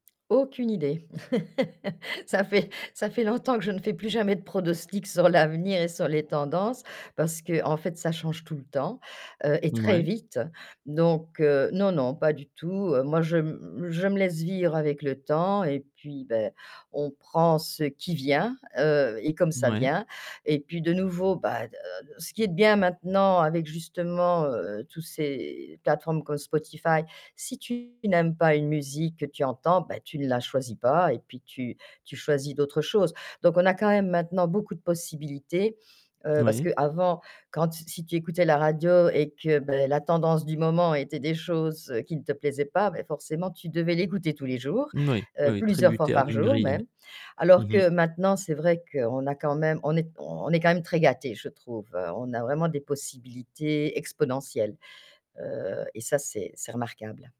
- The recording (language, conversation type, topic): French, podcast, Comment les migrations ont-elles influencé la musique chez toi ?
- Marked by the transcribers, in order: laugh; distorted speech